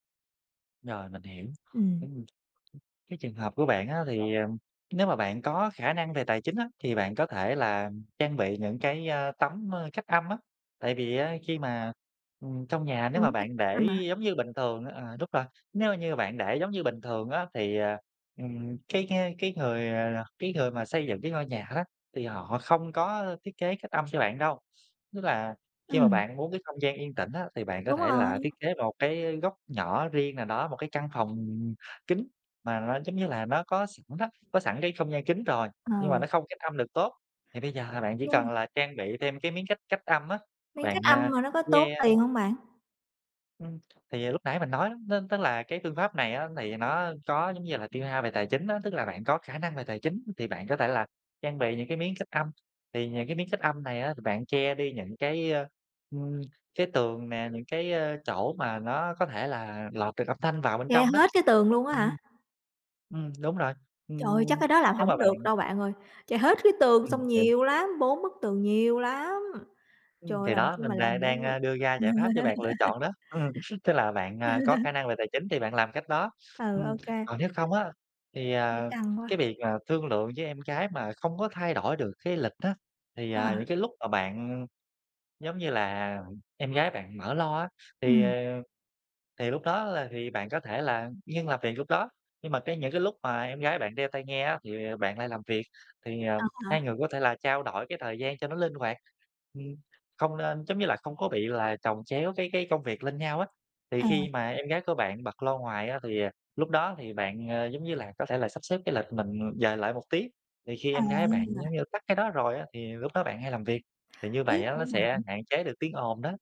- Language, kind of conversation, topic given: Vietnamese, advice, Làm thế nào để bạn tạo được một không gian yên tĩnh để làm việc tập trung tại nhà?
- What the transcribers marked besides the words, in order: tapping; other background noise; laugh; other noise; chuckle